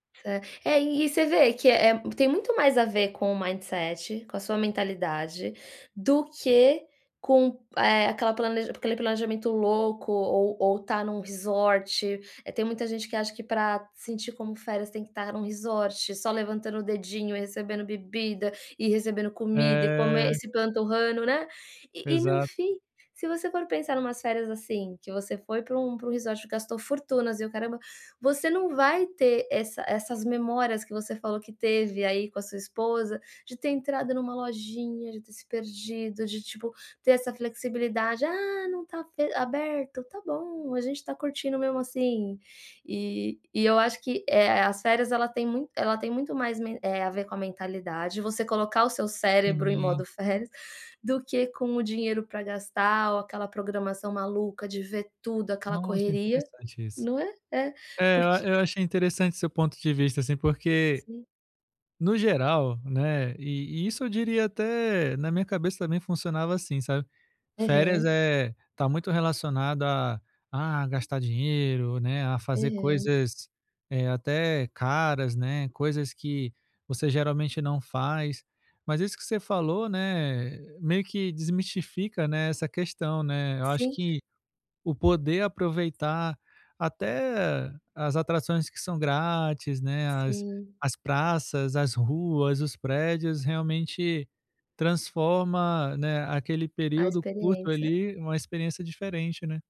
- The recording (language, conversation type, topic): Portuguese, advice, Como posso aproveitar ao máximo minhas férias curtas e limitadas?
- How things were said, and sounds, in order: in English: "mindset"; in English: "resort"; in English: "resort"; in English: "resort"; tapping; other background noise